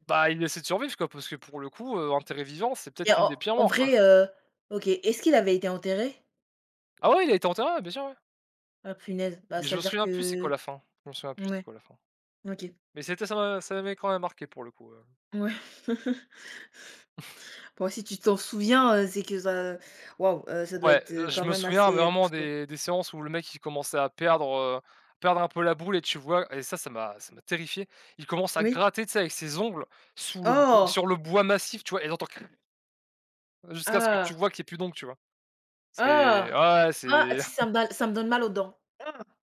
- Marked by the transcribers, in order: chuckle; chuckle
- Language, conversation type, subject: French, unstructured, Comment un film peut-il changer ta vision du monde ?